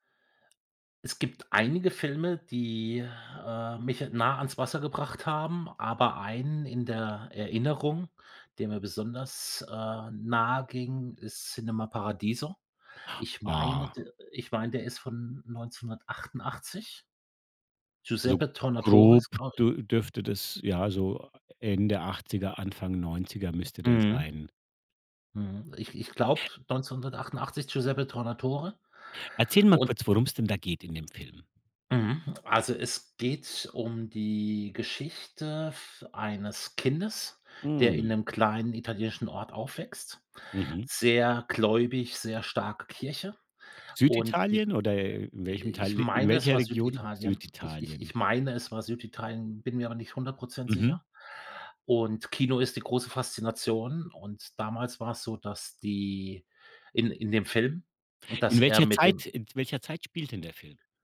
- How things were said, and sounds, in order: other noise
- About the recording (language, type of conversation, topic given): German, podcast, Welcher Film hat dich richtig berührt?